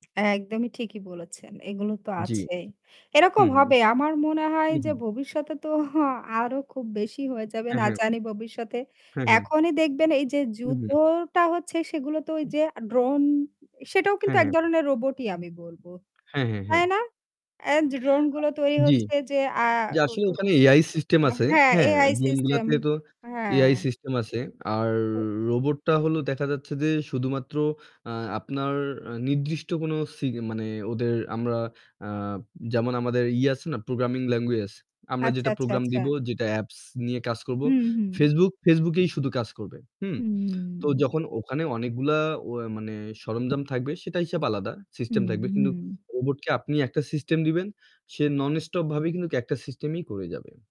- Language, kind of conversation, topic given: Bengali, unstructured, আপনি কি ভয় পান যে রোবট আমাদের চাকরি কেড়ে নেবে?
- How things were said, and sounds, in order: lip smack; other background noise; static